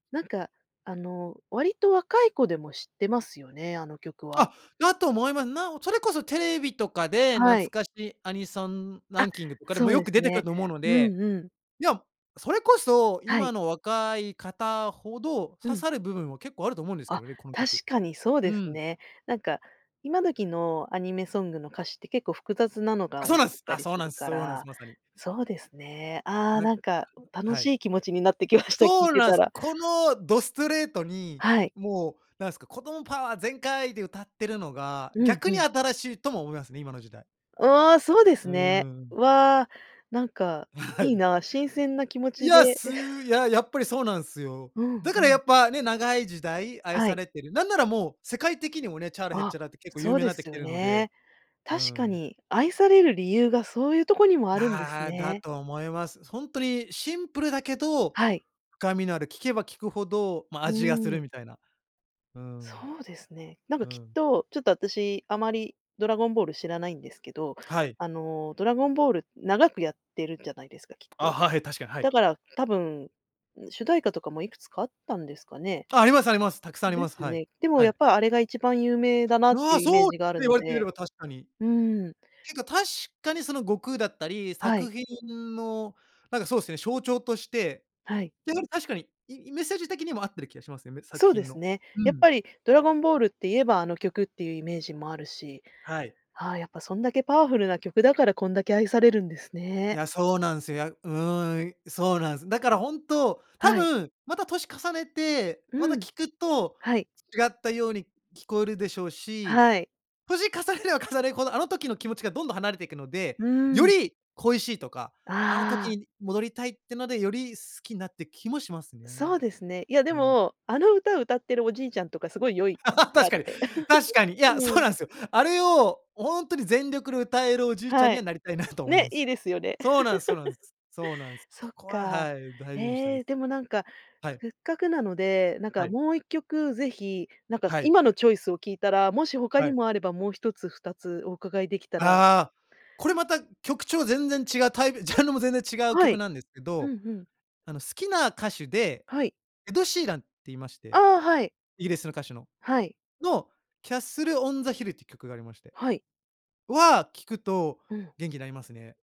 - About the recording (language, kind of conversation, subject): Japanese, podcast, 聴くと必ず元気になれる曲はありますか？
- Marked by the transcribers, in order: other noise; laughing while speaking: "なってきました"; laughing while speaking: "はい"; chuckle; laugh; giggle; giggle